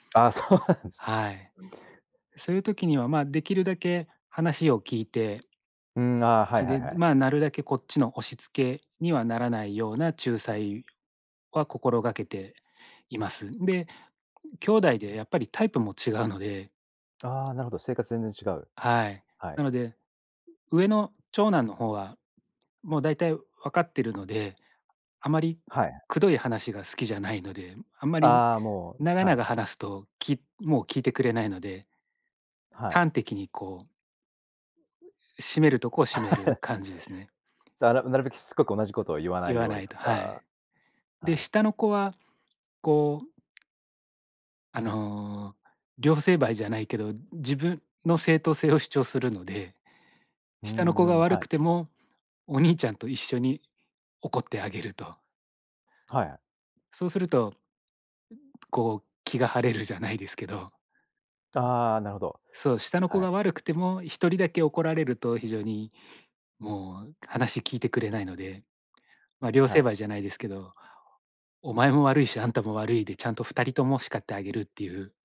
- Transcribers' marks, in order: tapping; laughing while speaking: "そうなんすね"; other background noise; unintelligible speech; laugh
- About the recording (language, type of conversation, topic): Japanese, podcast, 家事の分担はどうやって決めていますか？